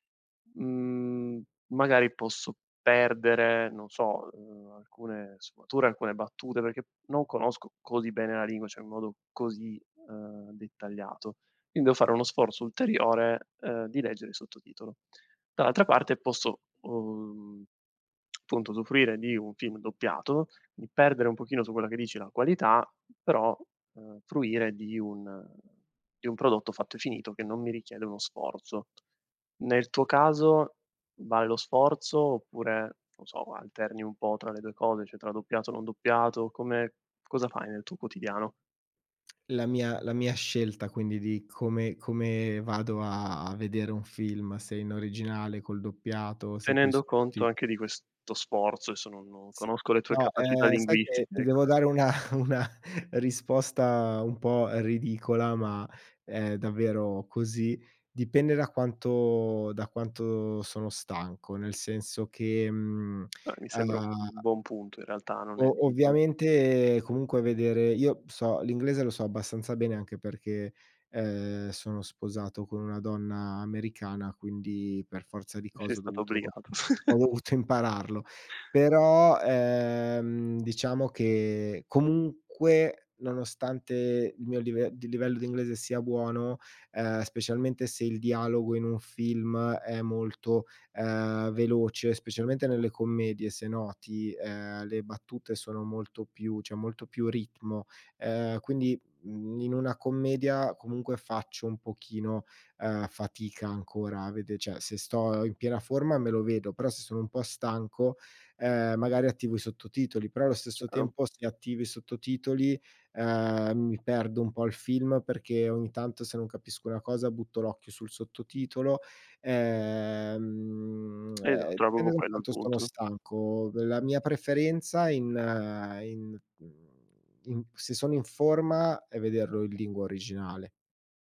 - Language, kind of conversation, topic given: Italian, podcast, Che ruolo ha il doppiaggio nei tuoi film preferiti?
- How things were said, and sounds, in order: tapping; tsk; tongue click; other background noise; laughing while speaking: "una una"; tsk; giggle; "cioè" said as "ceh"; unintelligible speech; "proprio" said as "bobo"; tsk